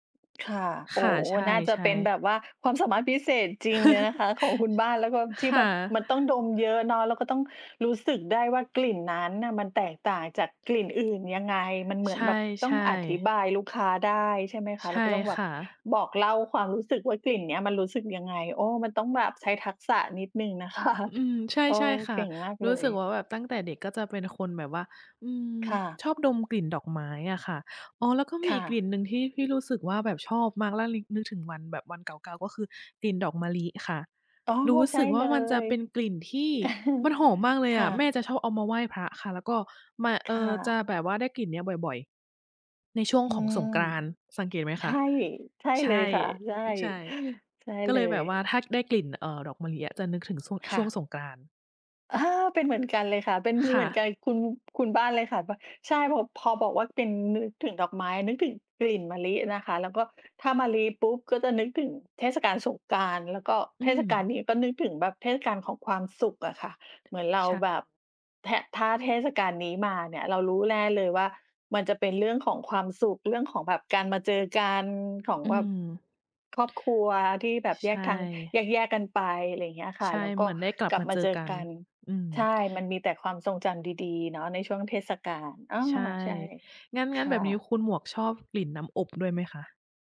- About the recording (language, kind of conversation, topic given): Thai, unstructured, เคยมีกลิ่นอะไรที่ทำให้คุณนึกถึงความทรงจำเก่า ๆ ไหม?
- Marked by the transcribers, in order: chuckle; laughing while speaking: "ของคุณ"; laughing while speaking: "นะคะ"; chuckle; tapping; gasp